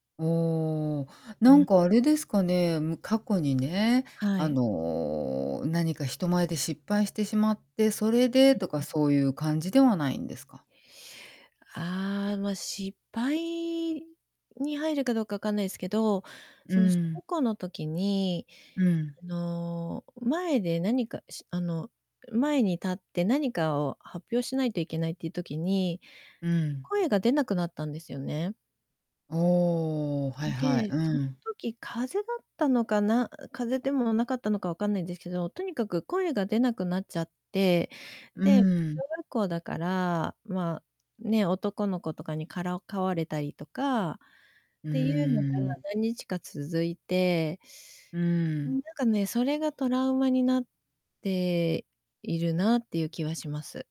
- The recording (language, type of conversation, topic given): Japanese, advice, 人前で話すときに強い緊張を感じるのはなぜですか？
- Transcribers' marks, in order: tapping; distorted speech